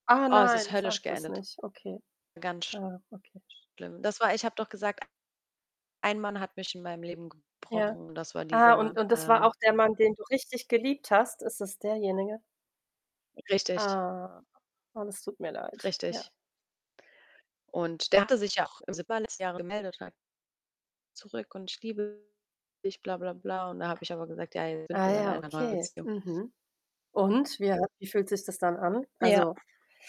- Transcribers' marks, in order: static; distorted speech; unintelligible speech; unintelligible speech; unintelligible speech; other background noise
- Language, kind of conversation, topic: German, unstructured, Was bedeutet Glück für dich persönlich?